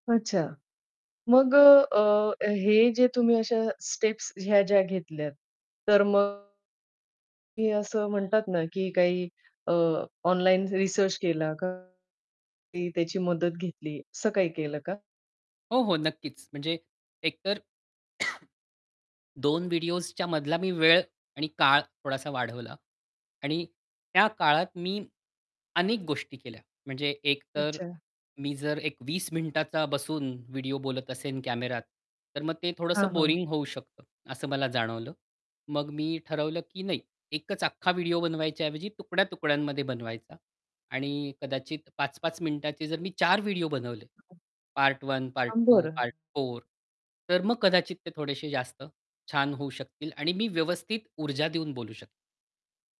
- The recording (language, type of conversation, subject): Marathi, podcast, सर्जनशीलतेचा अडथळा आला की तुम्ही काय करता?
- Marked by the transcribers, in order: static; in English: "स्टेप्स"; distorted speech; cough